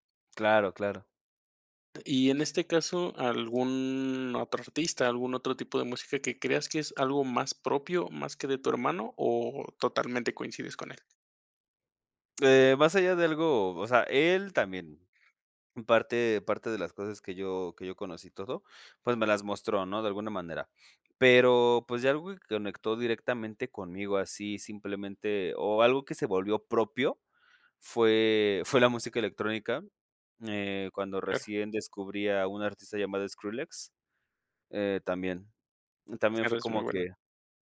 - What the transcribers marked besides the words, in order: other background noise
- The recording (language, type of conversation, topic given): Spanish, podcast, ¿Qué canción o música te recuerda a tu infancia y por qué?